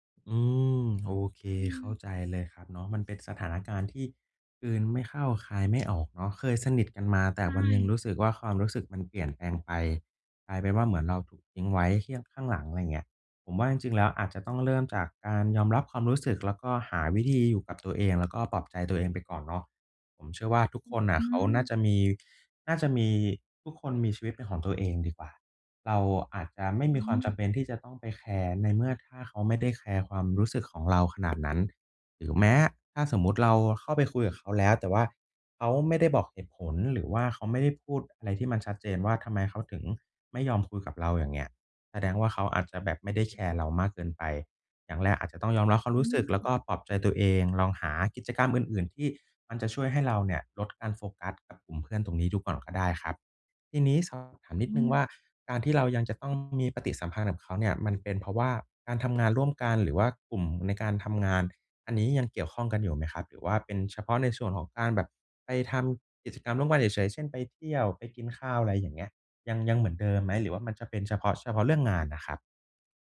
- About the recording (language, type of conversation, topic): Thai, advice, ฉันควรทำอย่างไรเมื่อรู้สึกโดดเดี่ยวเวลาอยู่ในกลุ่มเพื่อน?
- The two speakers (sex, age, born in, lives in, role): female, 35-39, Thailand, Thailand, user; male, 30-34, Thailand, Thailand, advisor
- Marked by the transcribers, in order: none